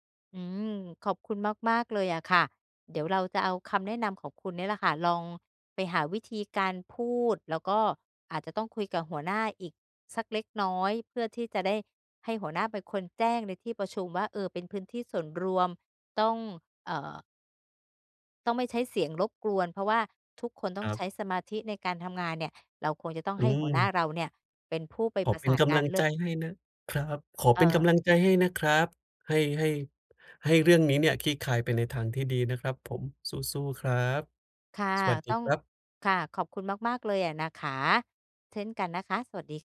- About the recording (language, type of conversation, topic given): Thai, advice, จะจัดการเสียงรบกวนและขอบเขตในพื้นที่ทำงานร่วมกับผู้อื่นอย่างไร?
- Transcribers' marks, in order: none